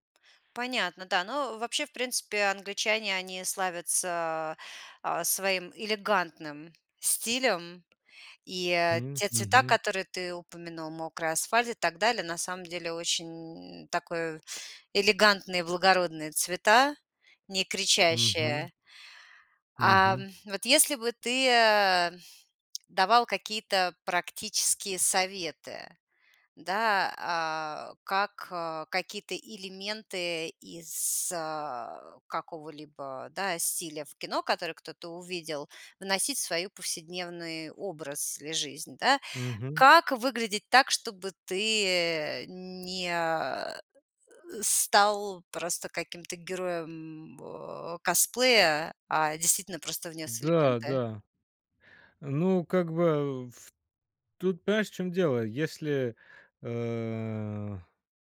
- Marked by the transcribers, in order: tapping; drawn out: "а"
- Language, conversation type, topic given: Russian, podcast, Какой фильм или сериал изменил твоё чувство стиля?